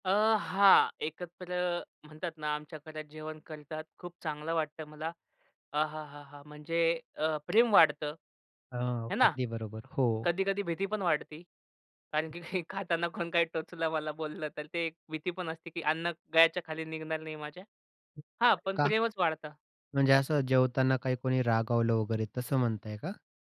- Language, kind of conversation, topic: Marathi, podcast, तुमच्या घरात सगळे जण एकत्र येऊन जेवण कसे करतात?
- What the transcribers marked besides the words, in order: laughing while speaking: "कारण की खाताना कोण काही टोचलं, मला बोललं"; other noise; tapping; background speech